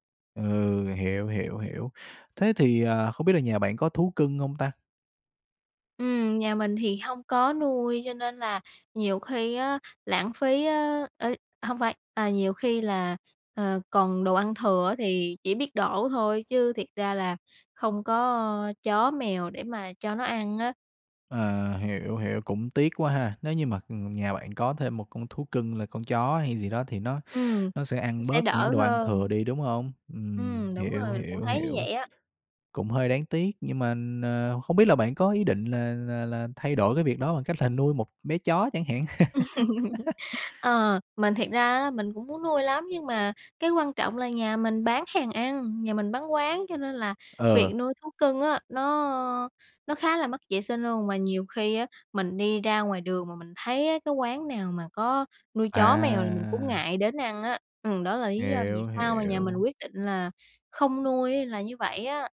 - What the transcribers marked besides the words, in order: tapping; laugh; other background noise; drawn out: "À!"
- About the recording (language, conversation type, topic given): Vietnamese, podcast, Bạn có cách nào để giảm lãng phí thực phẩm hằng ngày không?